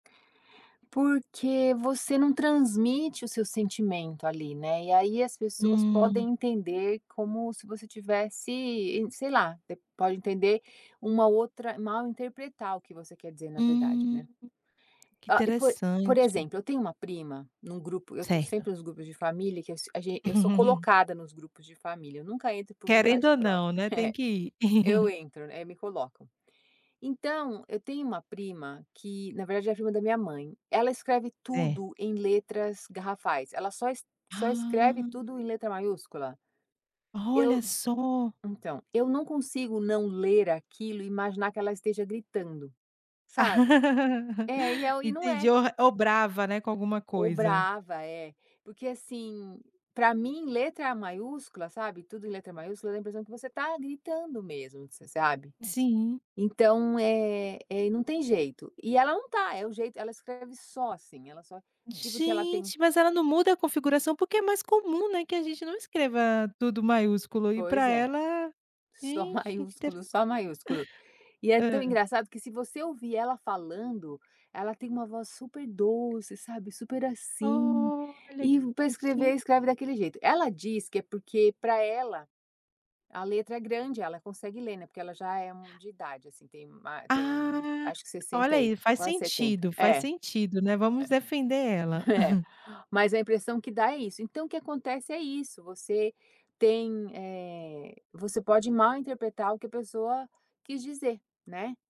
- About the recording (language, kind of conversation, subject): Portuguese, podcast, Por que as mensagens escritas são mais ambíguas?
- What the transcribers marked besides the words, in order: tapping; chuckle; chuckle; laugh; other background noise; chuckle